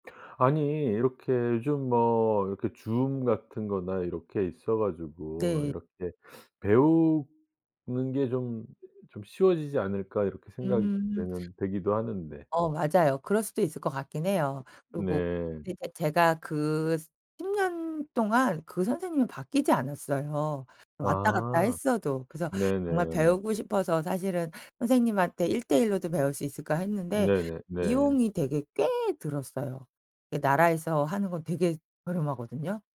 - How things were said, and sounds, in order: other background noise
- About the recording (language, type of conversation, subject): Korean, podcast, 요즘 푹 빠져 있는 취미가 무엇인가요?